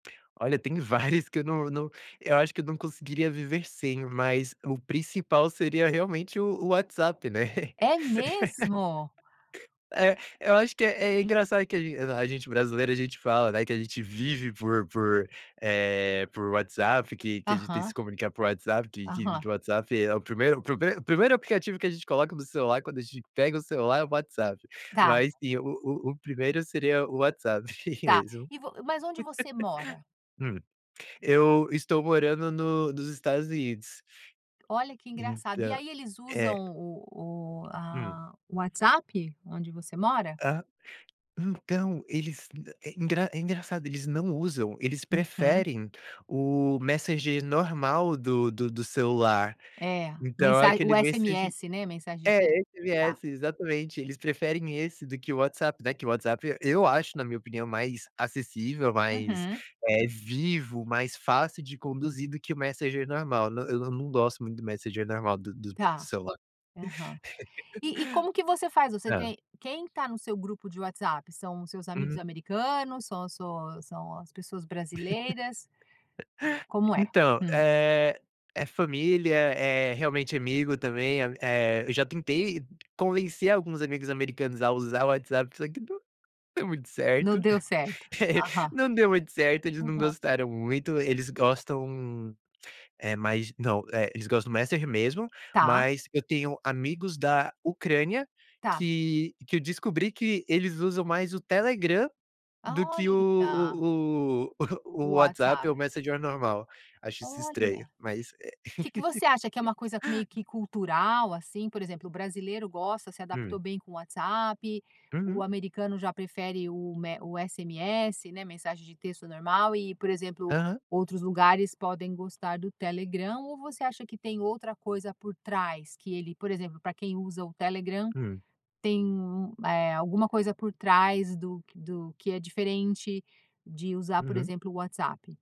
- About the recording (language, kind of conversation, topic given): Portuguese, podcast, Qual aplicativo você não consegue viver sem?
- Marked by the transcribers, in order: laugh; tapping; chuckle; laugh; laugh; laugh; chuckle; laugh